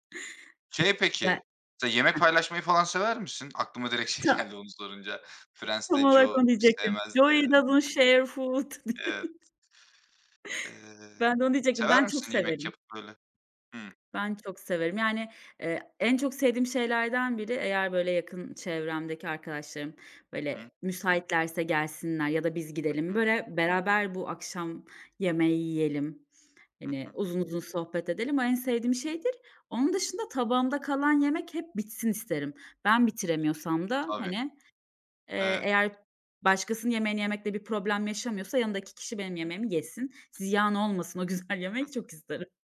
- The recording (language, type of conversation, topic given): Turkish, unstructured, Birlikte yemek yemek insanları nasıl yakınlaştırır?
- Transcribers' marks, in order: other background noise; unintelligible speech; laughing while speaking: "geldi"; in English: "Joey doesn't share food!"; put-on voice: "Joey doesn't share food!"; chuckle; tapping; laughing while speaking: "yemek"